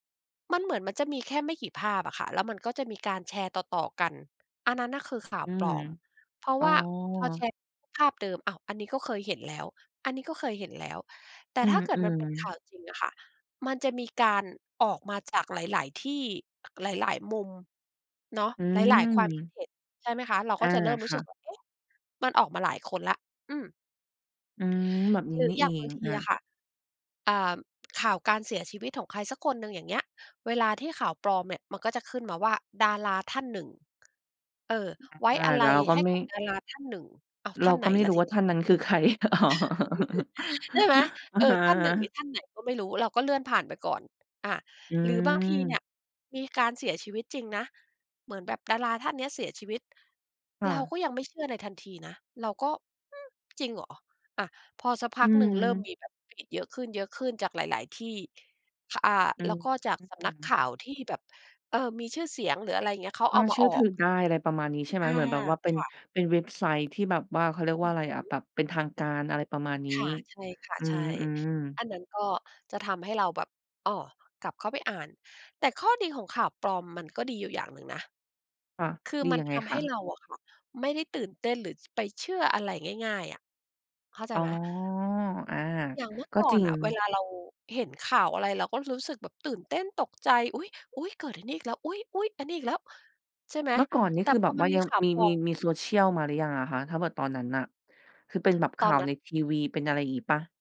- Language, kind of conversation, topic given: Thai, podcast, เวลาเจอข่าวปลอม คุณทำอะไรเป็นอย่างแรก?
- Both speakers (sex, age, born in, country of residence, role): female, 30-34, Thailand, Thailand, host; female, 45-49, United States, United States, guest
- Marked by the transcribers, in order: other background noise; tapping; giggle; laughing while speaking: "อ๋อ อะฮะ"; chuckle; unintelligible speech